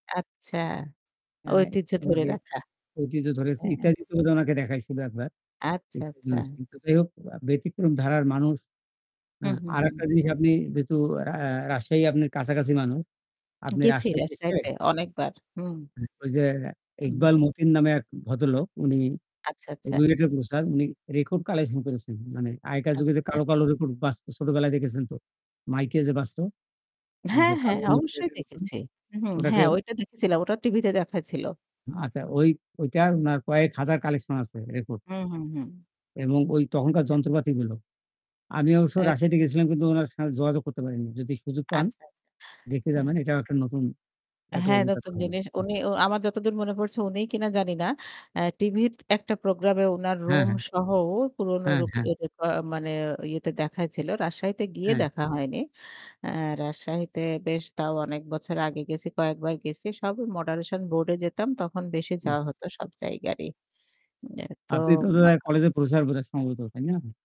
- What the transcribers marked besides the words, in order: static; tapping; distorted speech; unintelligible speech; "আপনার" said as "আপনির"; "মানুষ" said as "মানু"; "প্রফেসর" said as "প্রসার"; unintelligible speech; other background noise; unintelligible speech
- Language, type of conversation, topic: Bengali, unstructured, আপনি নতুন কোনো শহর বা দেশে ভ্রমণে গেলে সাধারণত কী কী ভাবেন?